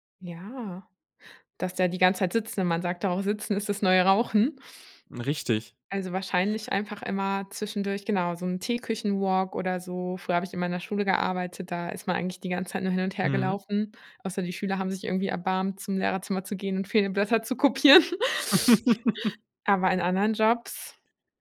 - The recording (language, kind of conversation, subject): German, podcast, Wie integrierst du Bewegung in einen sitzenden Alltag?
- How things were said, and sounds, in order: chuckle; laughing while speaking: "kopieren"